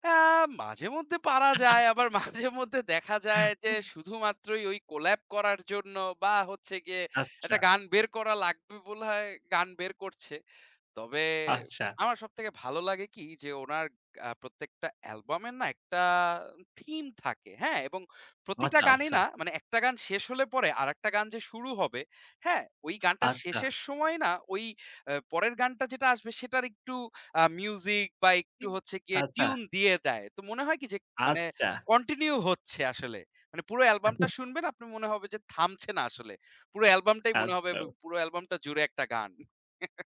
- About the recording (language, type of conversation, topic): Bengali, unstructured, গান গাওয়া আপনাকে কী ধরনের আনন্দ দেয়?
- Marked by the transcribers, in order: chuckle; laughing while speaking: "মাঝে-মধ্যে"; other background noise; other noise; "আচ্ছা" said as "আচ্চা"; chuckle; chuckle